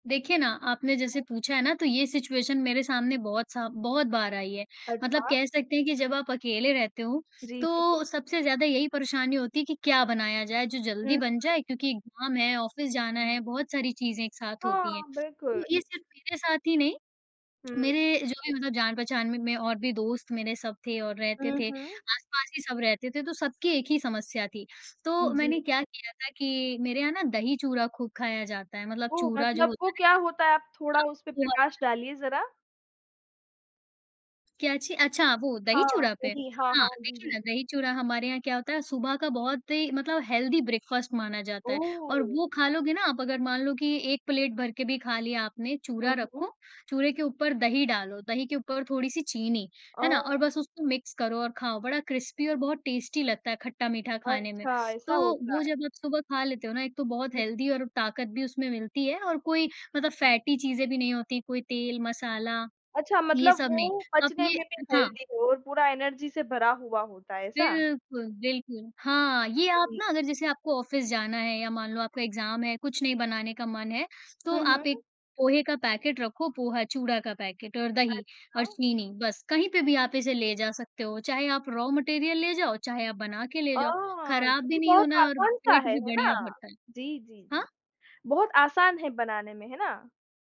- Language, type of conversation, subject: Hindi, podcast, खाना बनाना आपके लिए कैसा अनुभव होता है?
- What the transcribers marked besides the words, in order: in English: "सिचुएशन"; in English: "एग्जाम"; in English: "ऑफिस"; lip smack; in English: "हेल्दी ब्रेकफास्ट"; in English: "मिक्स"; in English: "क्रिस्पी"; in English: "टेस्टी"; in English: "हेल्दी"; in English: "फैटी"; in English: "हेल्दी"; in English: "एनर्जी"; in English: "ऑफिस"; in English: "एग्जाम"; in English: "पैकेट"; in English: "पैकेट"; in English: "रॉ मटीरियल"